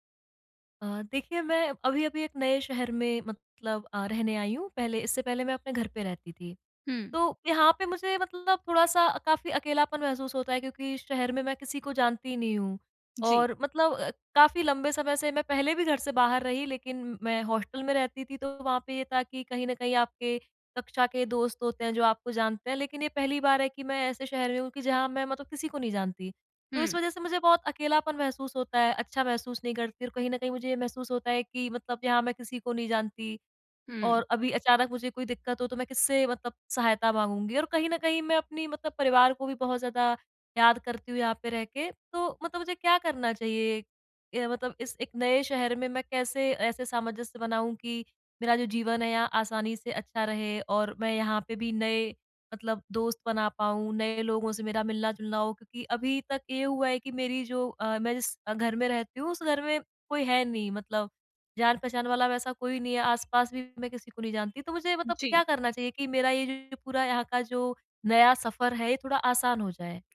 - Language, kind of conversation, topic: Hindi, advice, नए शहर में परिवार, रिश्तेदारों और सामाजिक सहारे को कैसे बनाए रखें और मजबूत करें?
- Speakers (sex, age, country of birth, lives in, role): female, 20-24, India, India, advisor; female, 25-29, India, India, user
- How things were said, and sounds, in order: none